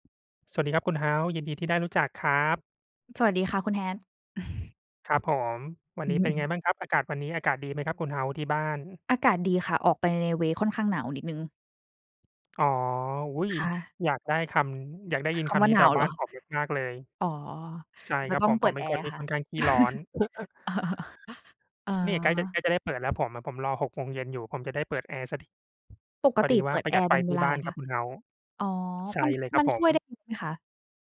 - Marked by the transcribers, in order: exhale; in English: "เวย์"; other background noise; other noise; chuckle; lip smack
- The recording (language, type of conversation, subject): Thai, unstructured, รายการบันเทิงที่จงใจสร้างความขัดแย้งเพื่อเรียกเรตติ้งควรถูกควบคุมหรือไม่?